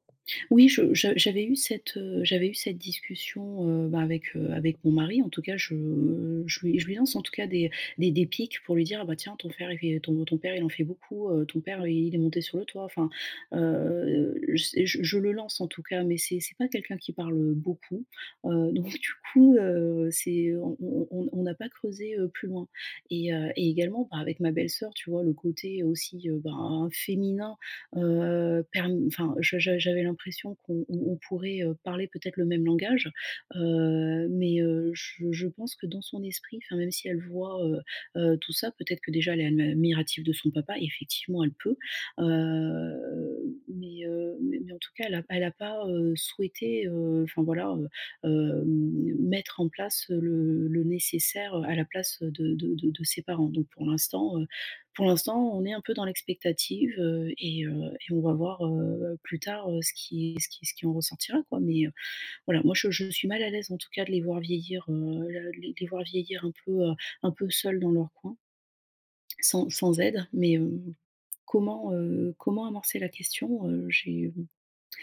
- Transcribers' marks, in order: drawn out: "Hem"
- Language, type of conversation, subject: French, advice, Comment puis-je aider un parent âgé sans créer de conflits ?